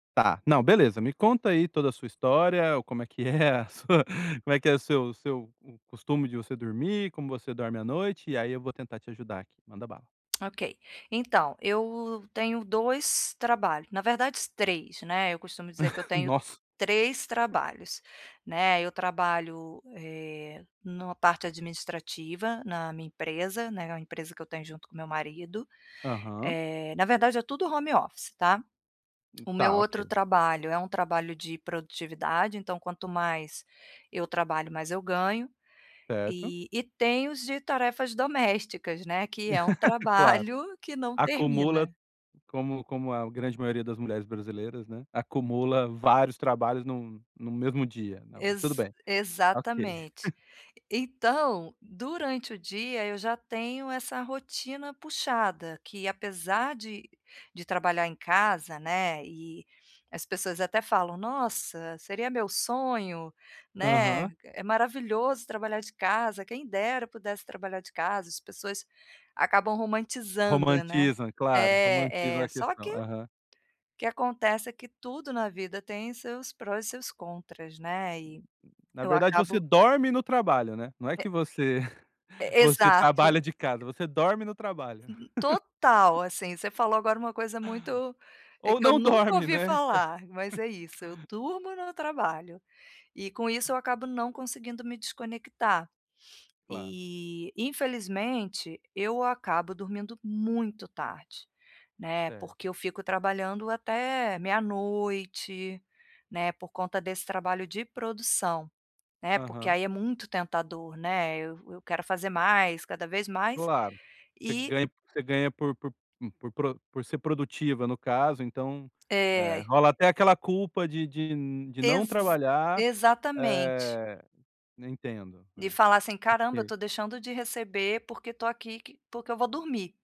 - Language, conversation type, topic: Portuguese, advice, Como posso criar uma rotina de preparação para dormir melhor todas as noites?
- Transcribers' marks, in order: chuckle; tapping; chuckle; in English: "home office"; laugh; chuckle; chuckle; chuckle; other noise; laugh; chuckle; other background noise